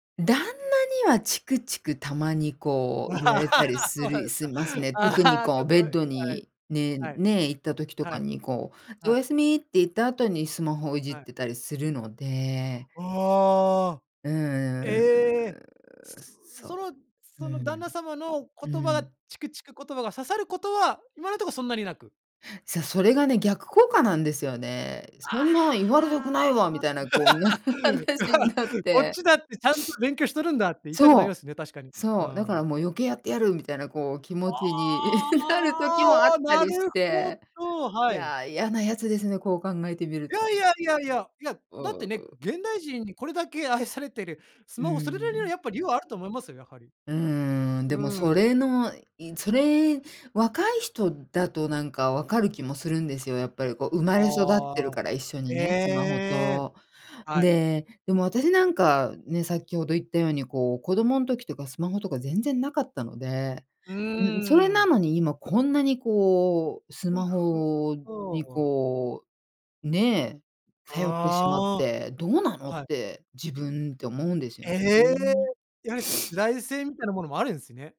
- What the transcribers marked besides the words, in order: laugh; laughing while speaking: "そうなんですか。ああ、ちょっと"; drawn out: "うん"; tapping; put-on voice: "そんなん言われたくないわ"; laugh; laughing while speaking: "な、話になって"; drawn out: "ああ！"; laughing while speaking: "なる時もあったりして"; laughing while speaking: "愛されてる"; other background noise; unintelligible speech; sniff
- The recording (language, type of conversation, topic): Japanese, podcast, スマホと上手に付き合うために、普段どんな工夫をしていますか？